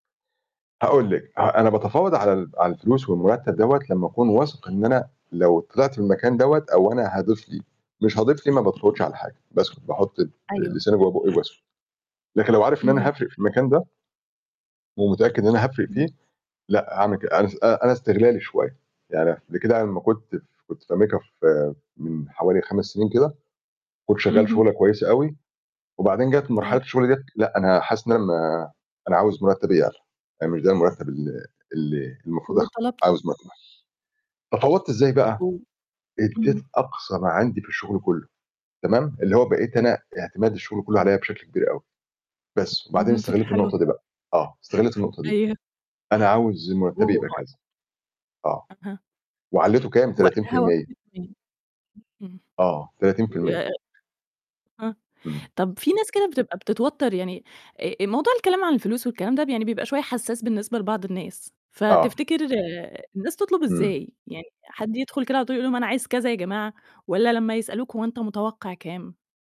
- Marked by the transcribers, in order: static; unintelligible speech; other background noise; distorted speech; unintelligible speech; tapping
- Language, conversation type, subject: Arabic, podcast, إيه أحسن طريقة تفاوض بيها على مرتبك؟